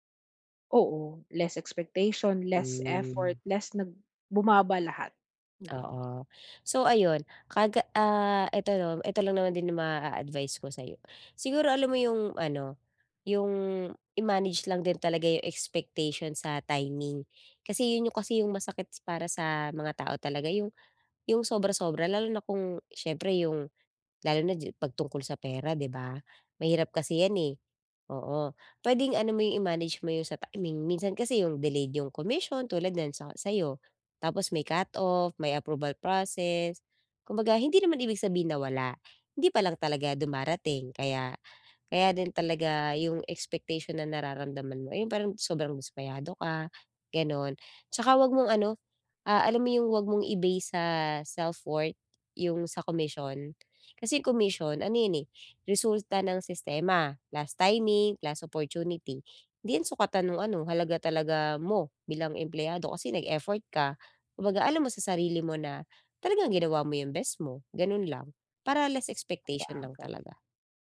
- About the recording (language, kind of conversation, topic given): Filipino, advice, Paano ko mapapalaya ang sarili ko mula sa mga inaasahan at matututong tanggapin na hindi ko kontrolado ang resulta?
- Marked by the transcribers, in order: drawn out: "Hmm"; breath; tapping; unintelligible speech